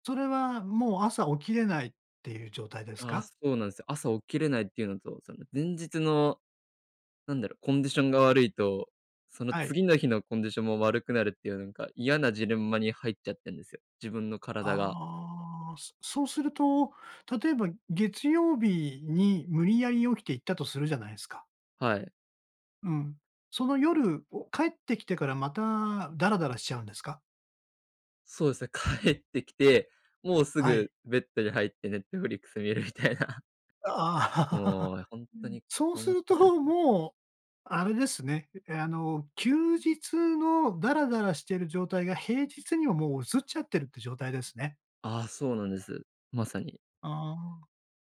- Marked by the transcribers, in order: tapping; laughing while speaking: "見るみたいな"; chuckle
- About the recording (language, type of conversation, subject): Japanese, advice, 休日にだらけて平日のルーティンが崩れてしまうのを防ぐには、どうすればいいですか？